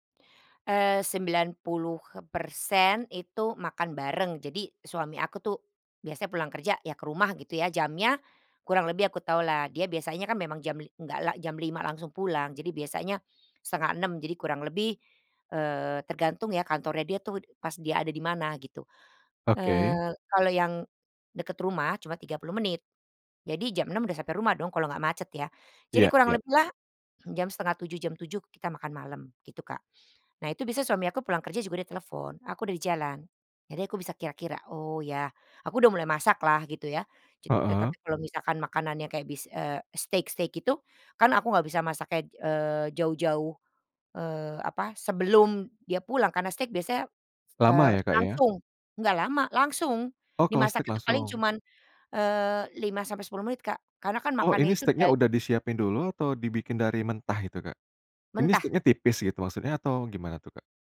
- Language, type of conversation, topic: Indonesian, podcast, Bagaimana tradisi makan bersama keluarga di rumahmu?
- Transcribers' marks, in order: other background noise; tapping; unintelligible speech